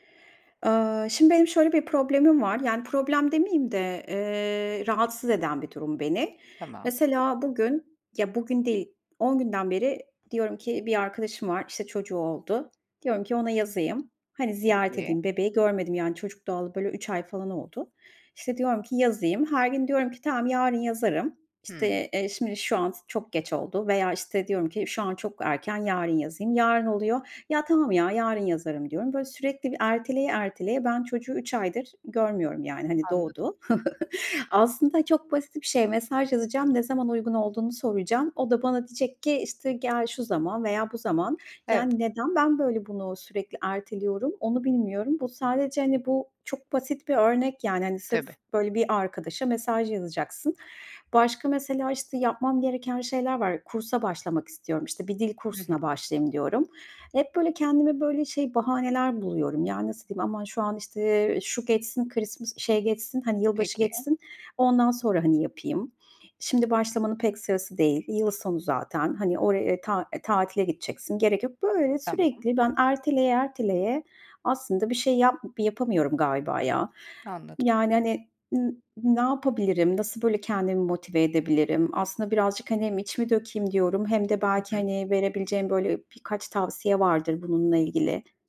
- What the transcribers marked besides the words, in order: tapping; chuckle; other background noise
- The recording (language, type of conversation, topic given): Turkish, advice, Sürekli erteleme alışkanlığını nasıl kırabilirim?